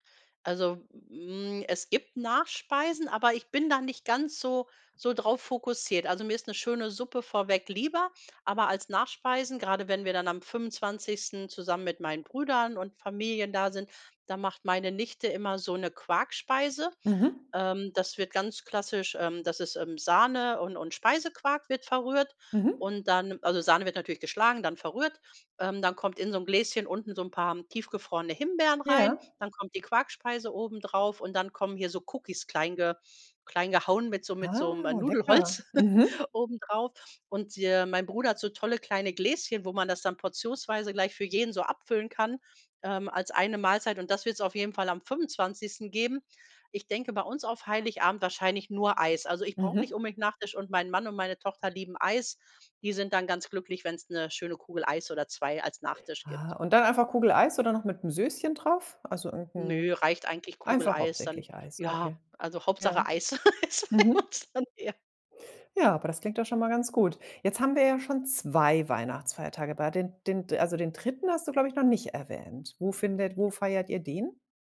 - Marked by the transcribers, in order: laughing while speaking: "Nudelholz"; chuckle; other background noise; laugh; unintelligible speech
- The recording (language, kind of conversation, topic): German, podcast, Welche Speisen dürfen bei euch bei Festen auf keinen Fall fehlen?
- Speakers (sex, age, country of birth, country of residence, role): female, 40-44, Germany, Cyprus, host; female, 45-49, Germany, Germany, guest